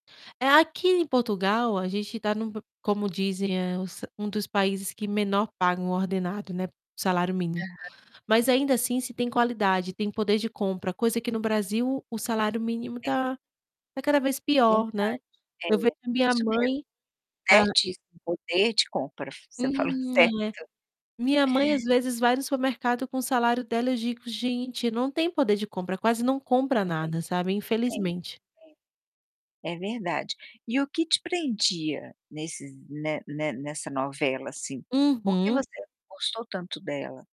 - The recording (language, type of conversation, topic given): Portuguese, podcast, Que novela você acompanhou fielmente?
- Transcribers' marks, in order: distorted speech; tapping